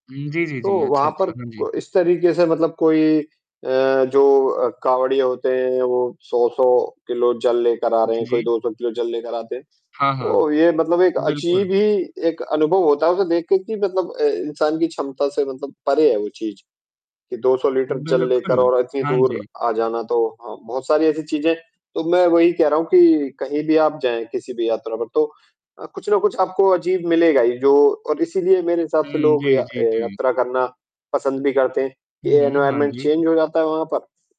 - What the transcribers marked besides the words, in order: static; in English: "एनवायरनमेंट चेंज"
- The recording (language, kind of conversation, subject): Hindi, unstructured, यात्रा के दौरान आपके साथ सबसे अजीब अनुभव क्या हुआ है?